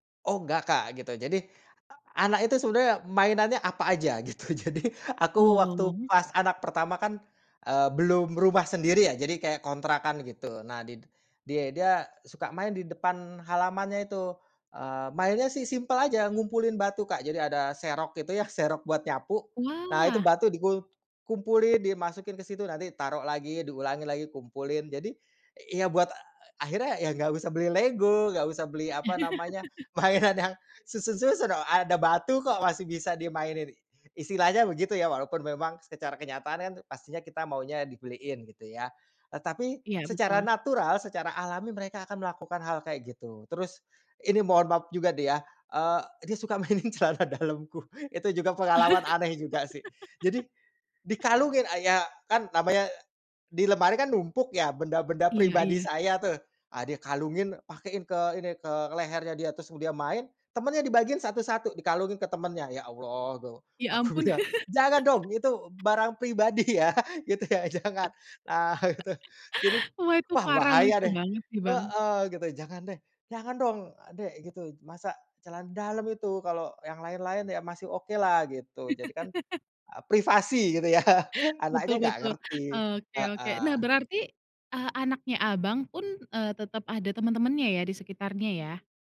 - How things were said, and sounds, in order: laughing while speaking: "gitu, jadi"; laugh; laughing while speaking: "mainan"; laugh; laughing while speaking: "mainin celana dalamku"; chuckle; laugh; laughing while speaking: "aku bilang"; chuckle; laughing while speaking: "pribadi, ya, gitu ya, Jangan, nah, gitu"; laugh; other background noise; laughing while speaking: "ya"; chuckle
- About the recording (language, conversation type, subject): Indonesian, podcast, Bagaimana cara mendorong anak-anak agar lebih kreatif lewat permainan?